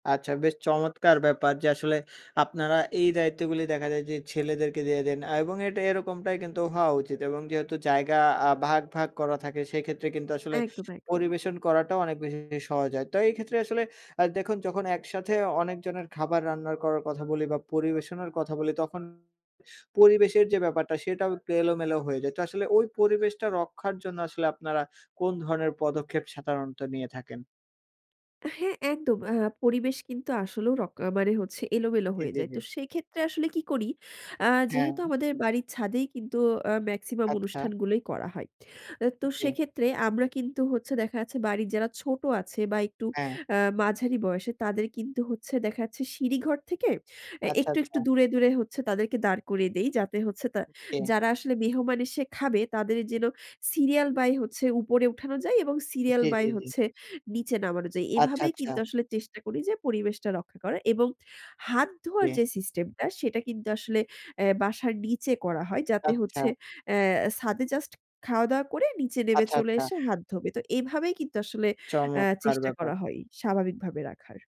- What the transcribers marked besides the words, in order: other background noise; tapping
- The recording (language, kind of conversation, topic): Bengali, podcast, একসঙ্গে রান্না করে কোনো অনুষ্ঠানে কীভাবে আনন্দময় পরিবেশ তৈরি করবেন?